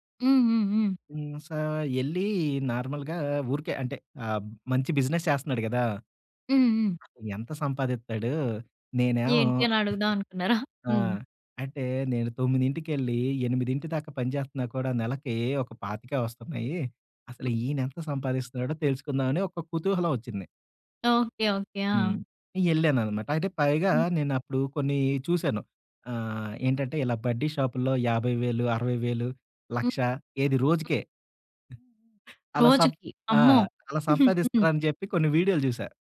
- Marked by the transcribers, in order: in English: "నార్మల్‌గా"; in English: "బిజినెస్"; other background noise; chuckle; chuckle
- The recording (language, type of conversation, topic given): Telugu, podcast, ఒక స్థానిక మార్కెట్‌లో మీరు కలిసిన విక్రేతతో జరిగిన సంభాషణ మీకు ఎలా గుర్తుంది?